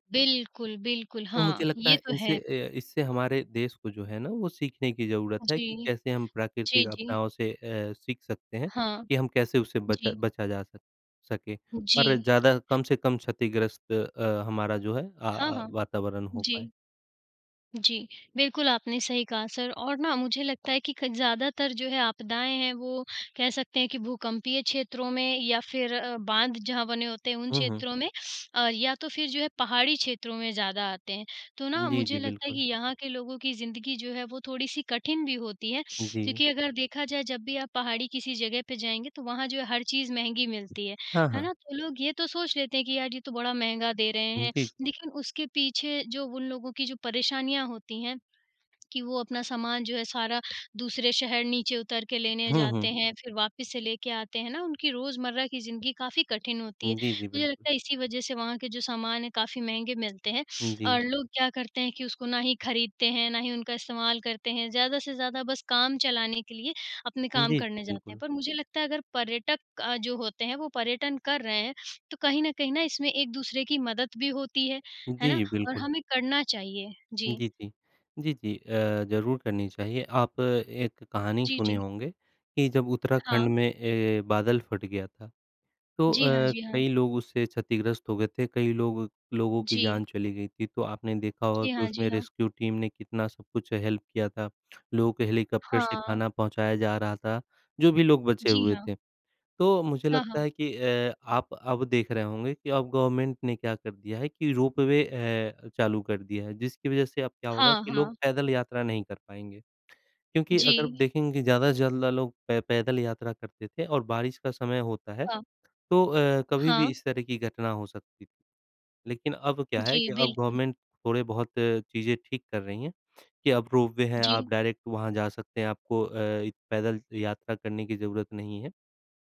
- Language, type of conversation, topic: Hindi, unstructured, प्राकृतिक आपदाओं में फंसे लोगों की कहानियाँ आपको कैसे प्रभावित करती हैं?
- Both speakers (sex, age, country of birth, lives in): female, 40-44, India, India; male, 25-29, India, India
- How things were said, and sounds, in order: other background noise; in English: "सर"; in English: "रेस्क्यू टीम"; in English: "हेल्प"; in English: "गवर्नमेंट"; in English: "रोपवे"; "ज़्यादा" said as "जलदा"; in English: "गवर्नमेंट"; in English: "रोपवे"; in English: "डायरेक्ट"